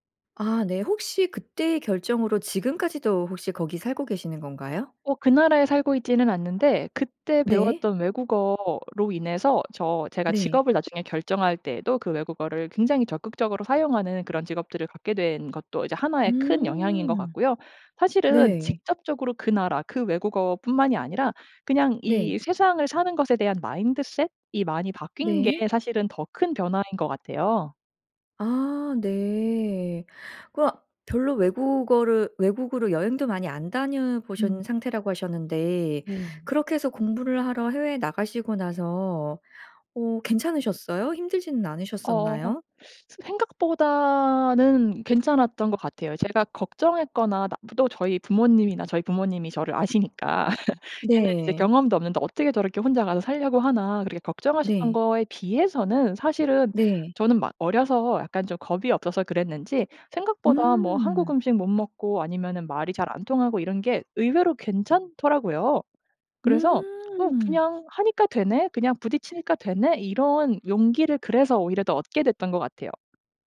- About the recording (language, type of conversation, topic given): Korean, podcast, 한 번의 용기가 중요한 변화를 만든 적이 있나요?
- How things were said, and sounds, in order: in English: "마인드셋이"; laugh; tapping